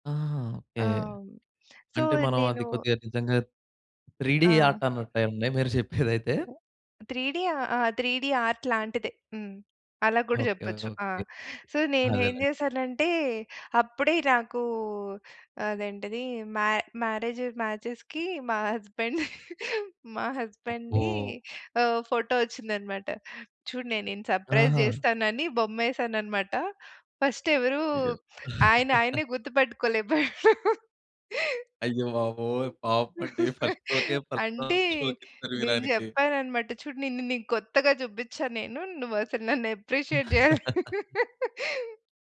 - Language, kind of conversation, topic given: Telugu, podcast, మీరు మీ మొదటి కళా కృతి లేదా రచనను ఇతరులతో పంచుకున్నప్పుడు మీకు ఎలా అనిపించింది?
- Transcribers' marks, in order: in English: "సో"; in English: "త్రీ డి ఆర్ట్"; other background noise; chuckle; in English: "త్రీ డి"; in English: "త్రీ డి ఆర్ట్"; in English: "సో"; in English: "మ్యా మ్యారేజ్ మ్యాచెస్‌కి"; chuckle; in English: "హస్బాండ్"; in English: "హస్బాండ్‌ది"; in English: "సర్ప్రైజ్"; giggle; in English: "ఫస్ట్"; laugh; in English: "ఫస్ట్"; in English: "ఫస్ట్ రౌండ్"; laughing while speaking: "అప్రిషియేట్ జెయ్యాలి"; in English: "అప్రిషియేట్"; giggle